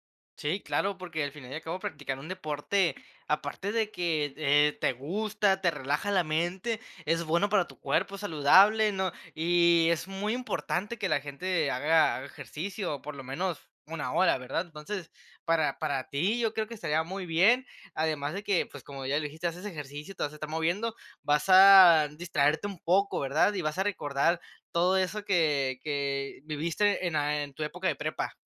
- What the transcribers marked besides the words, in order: other background noise
- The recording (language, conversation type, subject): Spanish, podcast, ¿Qué pasatiempo dejaste y te gustaría retomar?